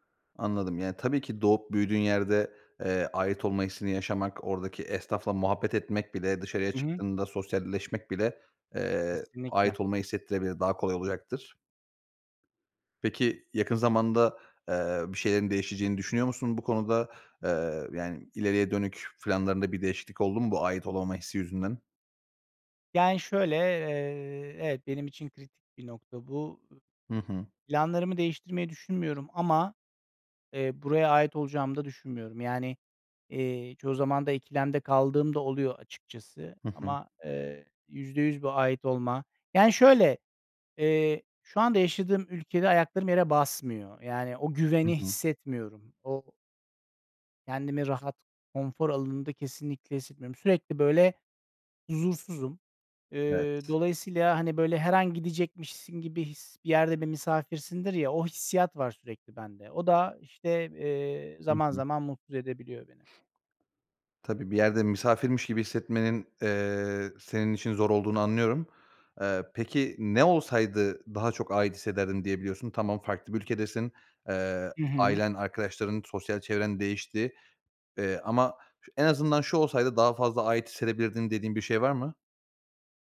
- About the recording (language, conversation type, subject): Turkish, podcast, Bir yere ait olmak senin için ne anlama geliyor ve bunu ne şekilde hissediyorsun?
- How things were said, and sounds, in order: sniff